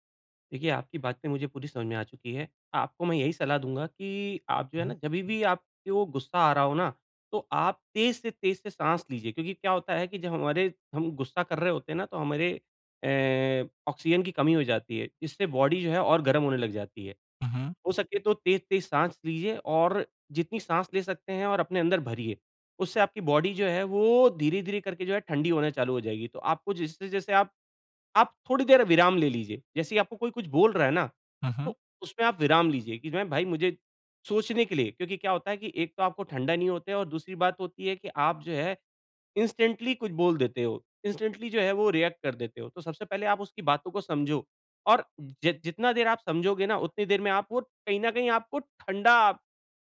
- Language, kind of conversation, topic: Hindi, advice, मैं गुस्से में बार-बार कठोर शब्द क्यों बोल देता/देती हूँ?
- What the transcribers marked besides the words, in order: in English: "बॉडी"; in English: "बॉडी"; in English: "इंस्टेंटली"; in English: "इंस्टेंटली"; in English: "रिएक्ट"